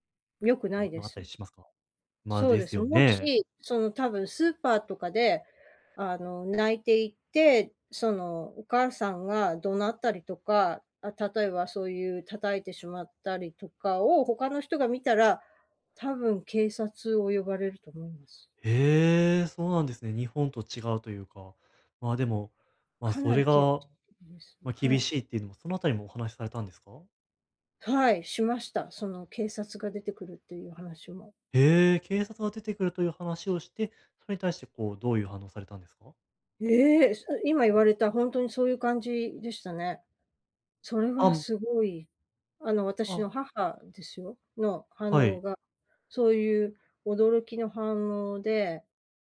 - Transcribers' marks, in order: surprised: "ええ"; unintelligible speech; surprised: "へえ"; surprised: "ええ"
- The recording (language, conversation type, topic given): Japanese, advice, 建設的でない批判から自尊心を健全かつ効果的に守るにはどうすればよいですか？